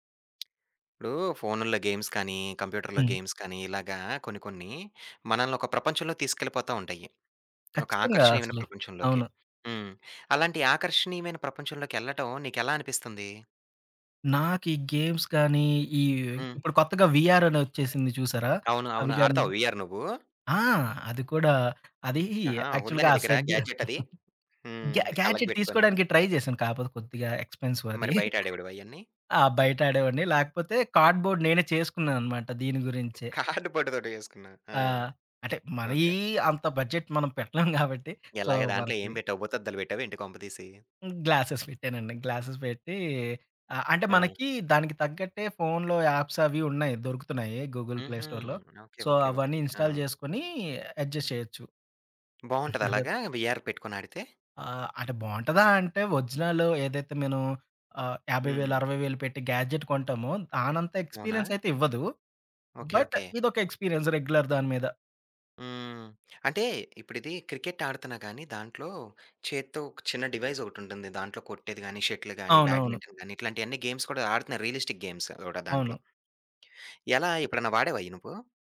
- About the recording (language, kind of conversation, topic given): Telugu, podcast, కల్పిత ప్రపంచాల్లో ఉండటం మీకు ఆకర్షణగా ఉందా?
- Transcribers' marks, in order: tapping; in English: "గేమ్స్"; in English: "కంప్యూటర్‌లో గేమ్స్"; in English: "గేమ్స్"; in English: "వీఆర్"; in English: "వీఆర్"; in English: "యాక్చువల్‌గా"; giggle; in English: "గ్యా గ్యాడ్జెట్"; in English: "గ్యాడ్జెట్"; in English: "ట్రై"; in English: "ఎక్స్‌పెన్సీవ్"; giggle; in English: "కార్డ్‌బోర్డ్"; laughing while speaking: "కార్డుబోర్డుతోటి"; in English: "బడ్జెట్"; laughing while speaking: "గాబట్టి"; in English: "సో"; in English: "గ్లాసెస్"; in English: "గ్లాసెస్"; in English: "యాప్స్"; in English: "గూగుల్ ప్లే స్టోర్‌లో. సో"; in English: "ఇన్‌స్టాల్"; in English: "అడ్జస్ట్"; giggle; in English: "వీఆర్"; in English: "ఒరిజినల్"; in English: "గ్యాడ్జెట్"; in English: "ఎక్స్‌పీరియన్స్"; in English: "బట్"; in English: "ఎక్స్‌పీరియన్స్ రెగ్యులర్"; in English: "డివైస్"; in English: "షటిల్"; in English: "బ్యాడ్మింటన్"; in English: "గేమ్స్"; in English: "రియలిస్టిక్ గేమ్స్"